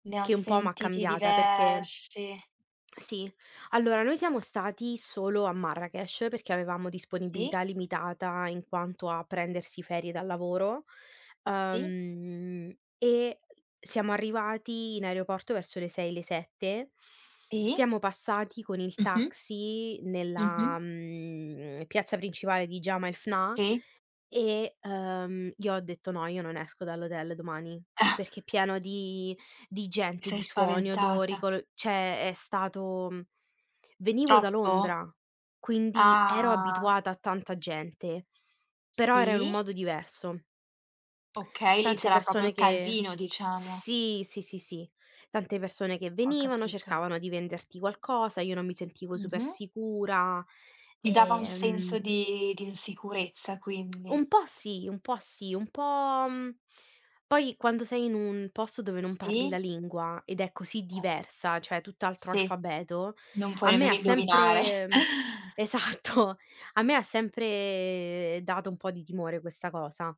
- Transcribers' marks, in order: tapping; drawn out: "uhm"; drawn out: "mhmm"; other noise; "cioè" said as "ceh"; drawn out: "Ah"; "proprio" said as "propio"; lip smack; "cioè" said as "ceh"; chuckle; laughing while speaking: "esatto"; other background noise; drawn out: "sempre"
- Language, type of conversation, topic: Italian, unstructured, Qual è il viaggio che ti ha cambiato il modo di vedere il mondo?
- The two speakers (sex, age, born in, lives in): female, 20-24, Italy, Italy; female, 30-34, Italy, Italy